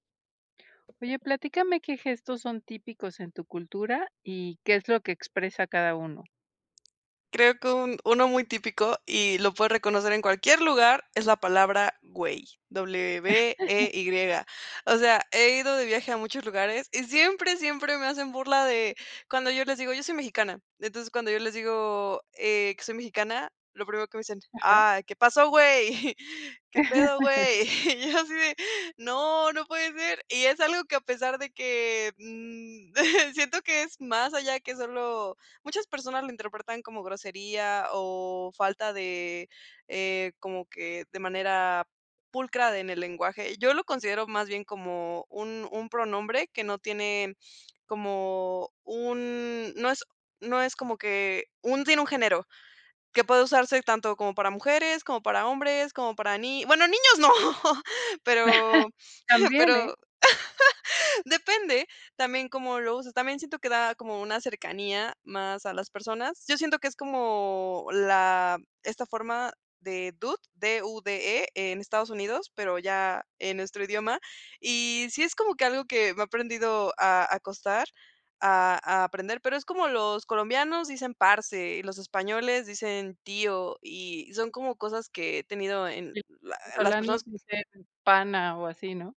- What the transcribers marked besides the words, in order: tapping; laugh; laugh; laughing while speaking: "y yo asi de: No no puede ser"; chuckle; laugh; laughing while speaking: "¡niños no!"; laugh; in English: "dude"; unintelligible speech
- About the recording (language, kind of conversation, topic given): Spanish, podcast, ¿Qué gestos son típicos en tu cultura y qué expresan?